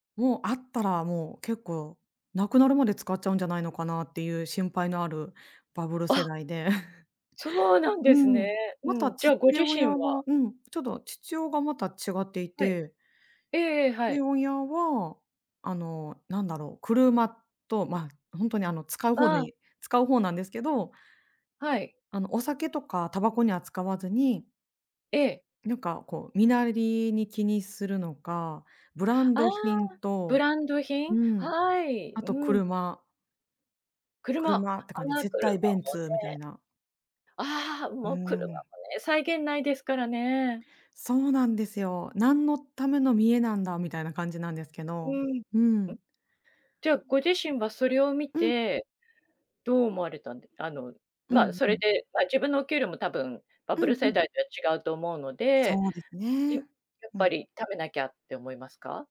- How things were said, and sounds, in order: chuckle; "父親" said as "ちちお"
- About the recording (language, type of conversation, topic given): Japanese, podcast, 世代によってお金の使い方はどのように違うと思いますか？